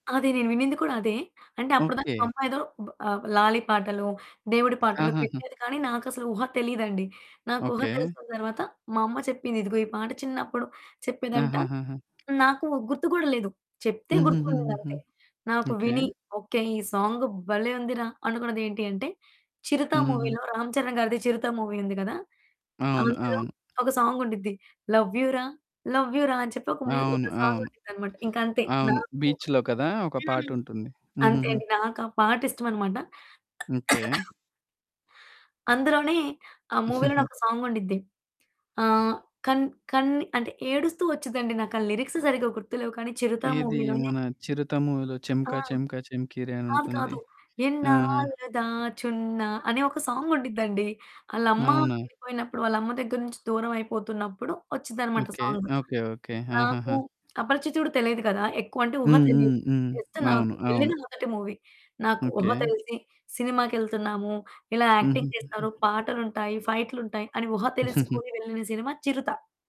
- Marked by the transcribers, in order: distorted speech; other background noise; in English: "సాంగ్"; in English: "బీచ్‌లో"; cough; in English: "లిరిక్స్"; singing: "ఎన్నాళ్లు దాచున్న"; in English: "సాంగ్"; in English: "జస్ట్"; in English: "యాక్టింగ్"; chuckle
- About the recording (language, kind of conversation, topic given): Telugu, podcast, మీ జీవితానికి నేపథ్యగీతంలా అనిపించే పాట ఏదైనా ఉందా?